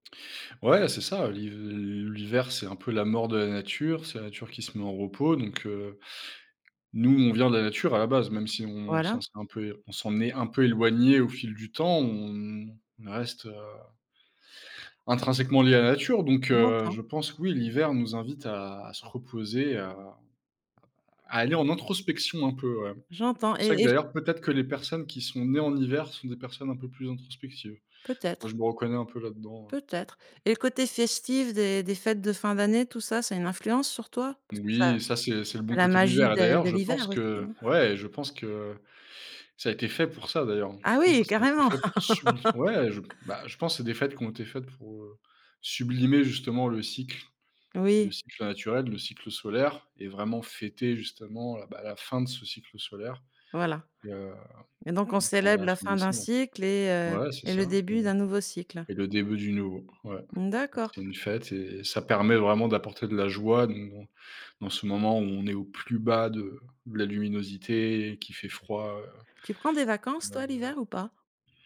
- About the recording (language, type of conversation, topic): French, podcast, Quelle leçon tires-tu des changements de saison ?
- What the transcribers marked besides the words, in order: stressed: "introspection"; laugh; unintelligible speech